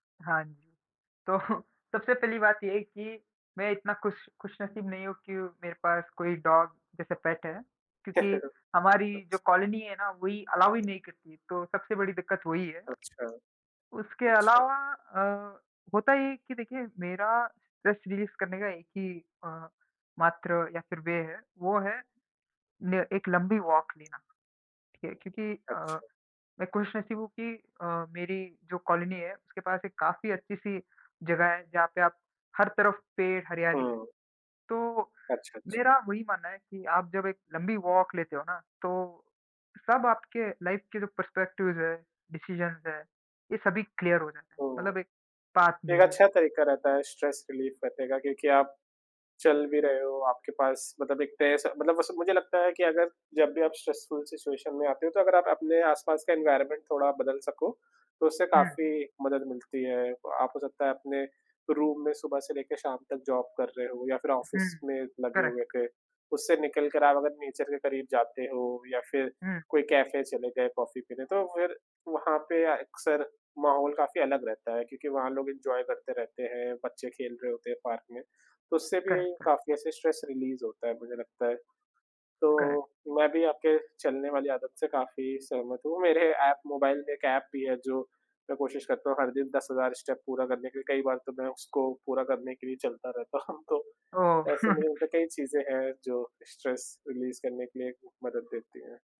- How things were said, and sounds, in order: laughing while speaking: "तो"; in English: "डॉग"; in English: "पेट"; chuckle; in English: "अलाउ"; tapping; other background noise; in English: "स्ट्रेस रिलीज़"; in English: "वे"; in English: "वॉक"; in English: "वॉक"; in English: "लाइफ़"; in English: "पर्सपेक्टिव्स"; in English: "डिसीज़न्स"; in English: "क्लियर"; in English: "पाथ"; in English: "स्ट्रेस रिलीफ़"; in English: "स्ट्रेसफुल सिचुएशन"; in English: "एनवायरनमेंट"; in English: "जॉब"; in English: "ऑफ़िस"; in English: "करेक्ट"; in English: "नेचर"; in English: "एन्जॉय"; in English: "करेक्ट"; in English: "स्ट्रेस रिलीज़"; in English: "करेक्ट"; in English: "स्टेप"; laughing while speaking: "रहता हूँ"; chuckle; in English: "स्ट्रेस रिलीज़"
- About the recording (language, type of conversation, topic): Hindi, unstructured, आप अपनी शाम को अधिक आरामदायक कैसे बनाते हैं?
- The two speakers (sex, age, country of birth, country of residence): male, 20-24, India, India; male, 25-29, India, India